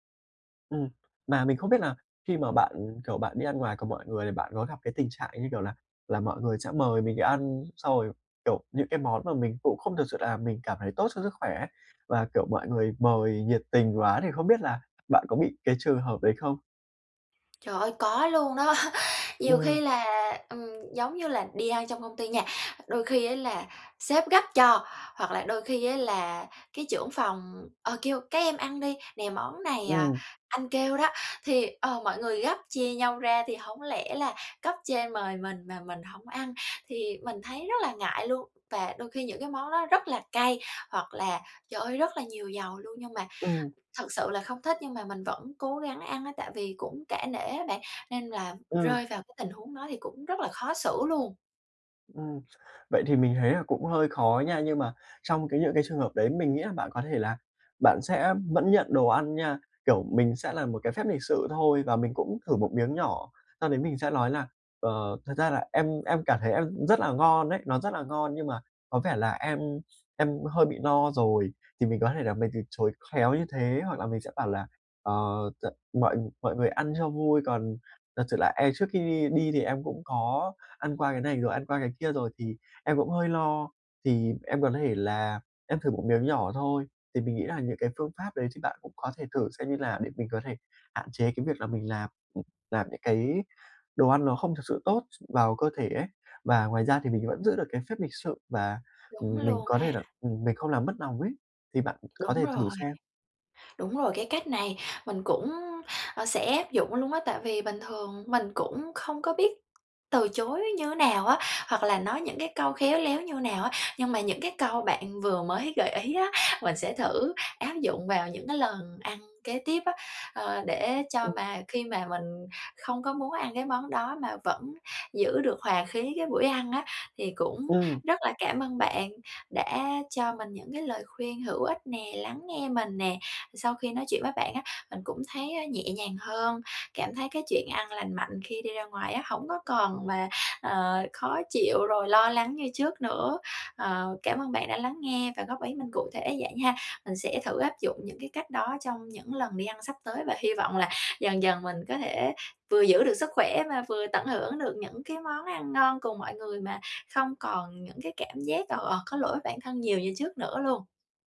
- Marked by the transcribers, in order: tapping; laugh; other background noise
- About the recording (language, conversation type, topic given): Vietnamese, advice, Làm sao để ăn lành mạnh khi đi ăn ngoài mà vẫn tận hưởng bữa ăn?